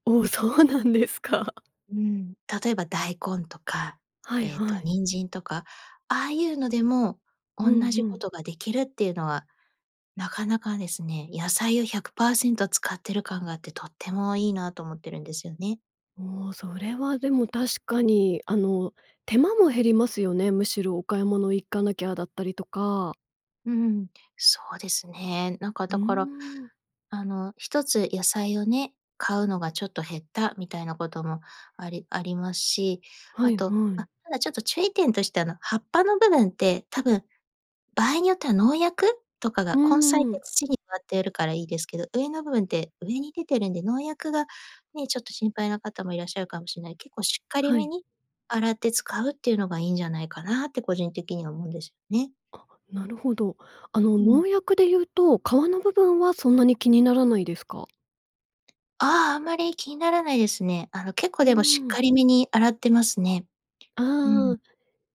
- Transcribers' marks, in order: laughing while speaking: "そうなんですか"; tapping
- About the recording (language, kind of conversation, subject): Japanese, podcast, 食材の無駄を減らすために普段どんな工夫をしていますか？